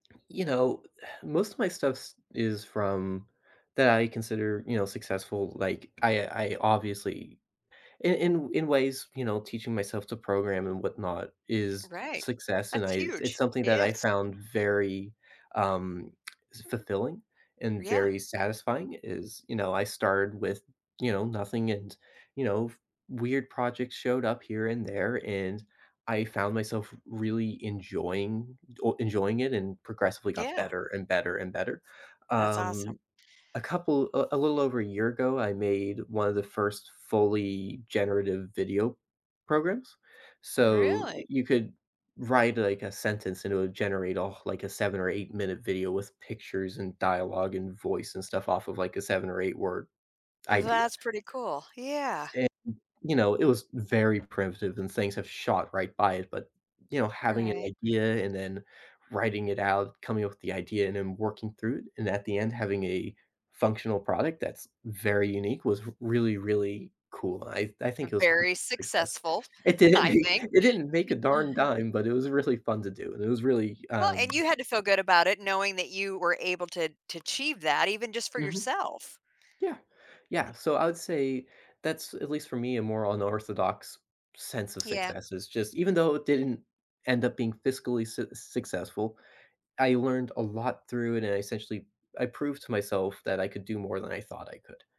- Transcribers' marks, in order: other background noise; sigh; lip smack; laughing while speaking: "make"; chuckle; sigh; tapping
- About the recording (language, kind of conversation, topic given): English, podcast, How do your experiences shape the way you define success in life?
- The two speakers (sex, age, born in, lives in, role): female, 55-59, United States, United States, host; male, 20-24, United States, United States, guest